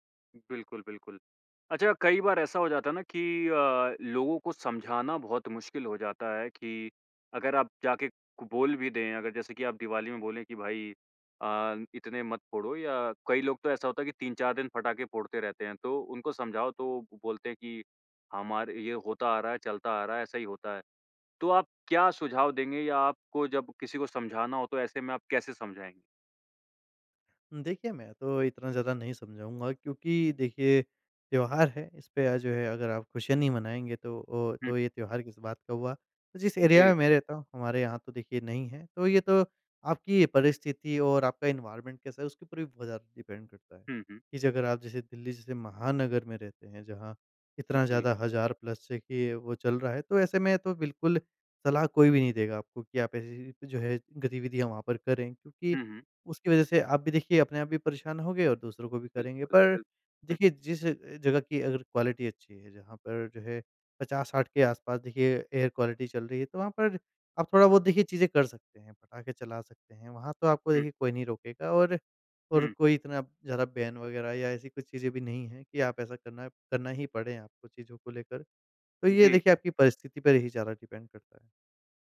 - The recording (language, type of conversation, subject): Hindi, podcast, त्योहारों को अधिक पर्यावरण-अनुकूल कैसे बनाया जा सकता है?
- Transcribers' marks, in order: in English: "एरिया"; in English: "एनवायरनमेंट"; in English: "डिपेंड"; in English: "प्लस"; in English: "क्वालिटी"; in English: "एयर क्वालिटी"; in English: "बैन"; in English: "डिपेंड"